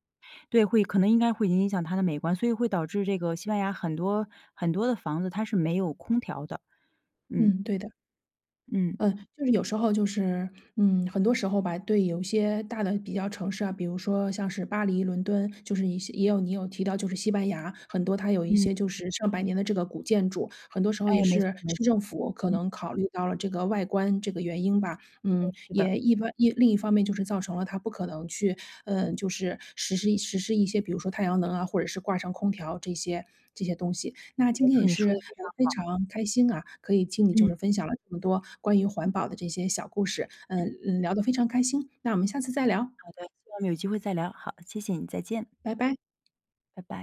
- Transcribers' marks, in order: other background noise
- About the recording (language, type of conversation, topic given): Chinese, podcast, 怎样才能把环保习惯长期坚持下去？